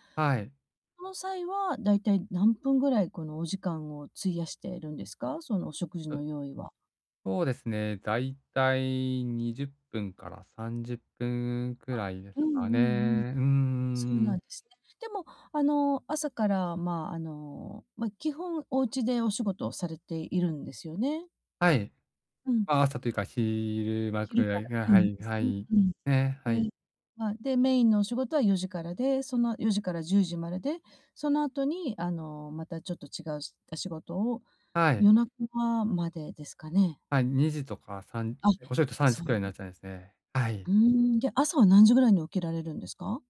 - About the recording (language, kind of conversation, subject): Japanese, advice, 平日の夜に短時間で栄養のある食事を準備するには、どんな方法がありますか？
- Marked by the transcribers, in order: none